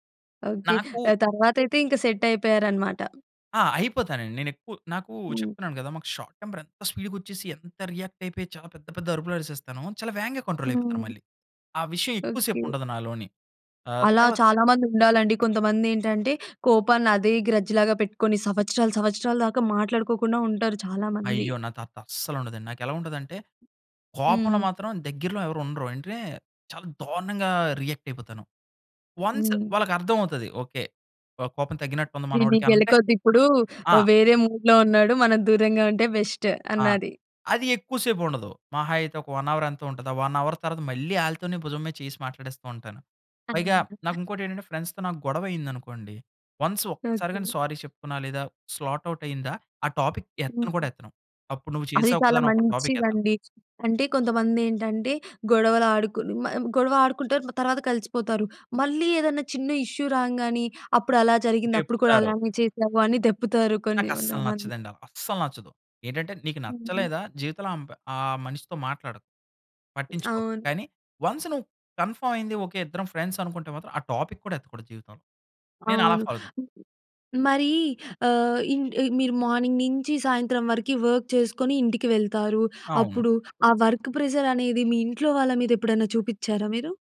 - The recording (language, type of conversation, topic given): Telugu, podcast, ఒత్తిడిని తగ్గించుకోవడానికి మీరు సాధారణంగా ఏ మార్గాలు అనుసరిస్తారు?
- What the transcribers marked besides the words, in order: in English: "షార్ట్ టెంపర్"; in English: "స్పీడ్‌గా"; in English: "రియాక్ట్"; in English: "కంట్రోల్"; tapping; in English: "గ్రడ్జ్"; in English: "రియాక్ట్"; in English: "వన్స్"; in English: "మూడ్‌లో"; in English: "బెస్ట్"; in English: "వన్ హౌర్"; in English: "వన్ హౌర్"; other noise; in English: "ఫ్రెండ్స్‌తో"; in English: "వన్స్"; in English: "సారీ"; in English: "స్లాట్ ఔట్"; in English: "టాపిక్"; in English: "టాపిక్"; in English: "ఇష్యూ"; in English: "వన్స్"; other background noise; in English: "కన్ఫర్మ్"; in English: "ఫ్రెండ్స్"; in English: "టాపిక్"; in English: "ఫాలో"; in English: "మార్నింగ్"; in English: "వర్క్"; in English: "వర్క్ ప్రెషర్"